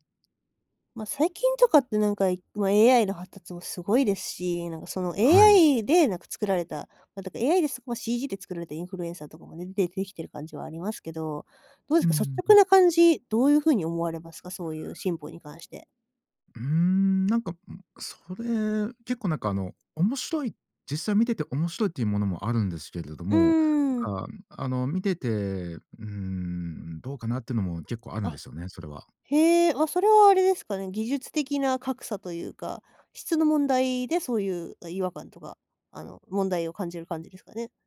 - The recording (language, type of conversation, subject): Japanese, podcast, AIやCGのインフルエンサーをどう感じますか？
- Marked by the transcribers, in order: none